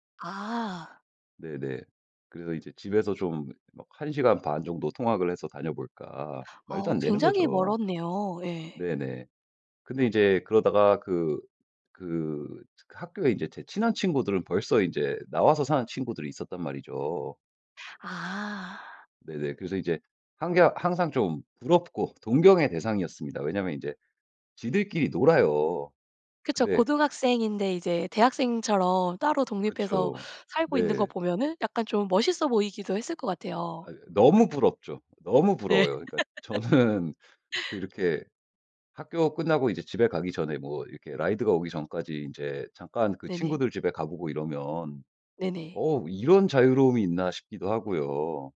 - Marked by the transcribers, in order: laugh; laughing while speaking: "저는"; in English: "라이드가"
- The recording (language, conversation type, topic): Korean, podcast, 집을 떠나 독립했을 때 기분은 어땠어?